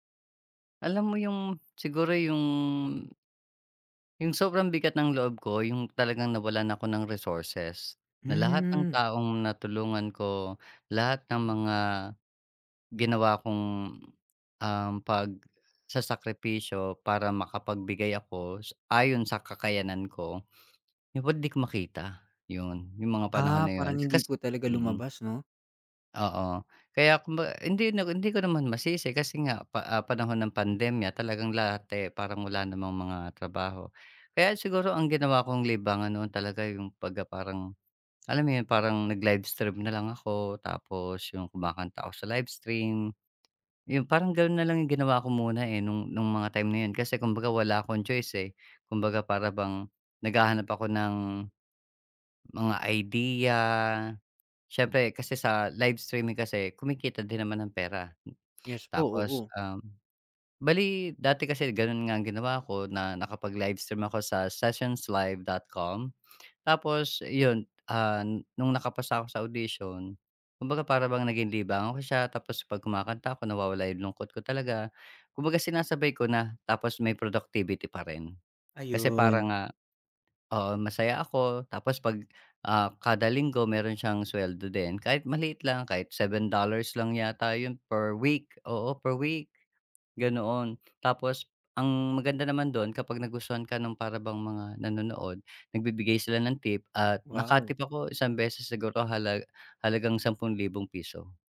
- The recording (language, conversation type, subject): Filipino, podcast, Anong maliit na gawain ang nakapagpapagaan sa lungkot na nararamdaman mo?
- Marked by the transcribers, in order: tapping